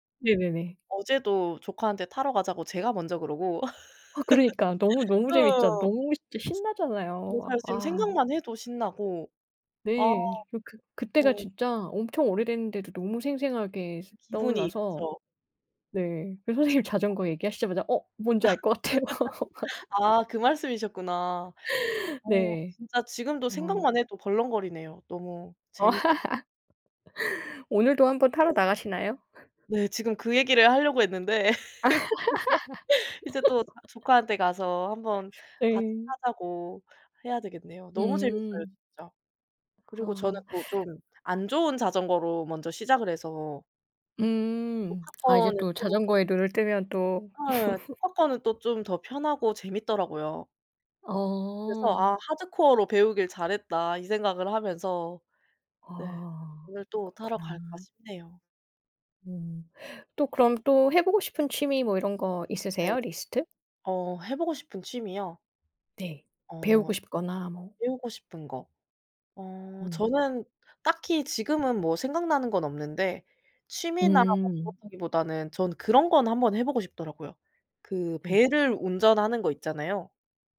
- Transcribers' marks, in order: tapping; laugh; other background noise; laughing while speaking: "그래서 선생님"; laugh; laughing while speaking: "같아요"; laugh; laugh; laugh; laugh
- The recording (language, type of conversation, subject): Korean, unstructured, 요즘 가장 즐겨 하는 취미는 무엇인가요?